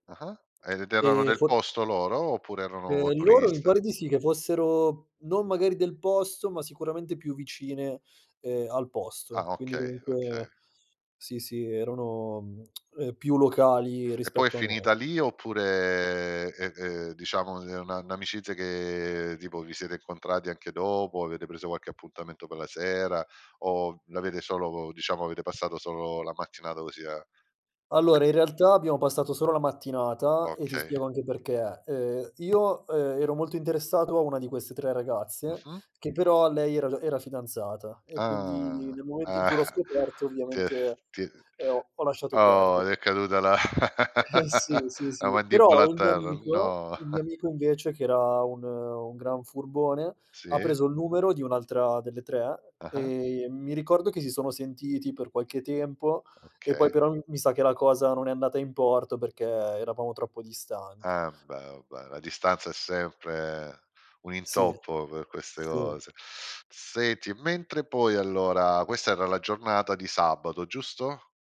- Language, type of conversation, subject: Italian, podcast, Qual è un'avventura improvvisata che ricordi ancora?
- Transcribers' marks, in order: tapping; other background noise; drawn out: "Ah"; laughing while speaking: "ah"; drawn out: "oh!"; chuckle; laughing while speaking: "Eh"; chuckle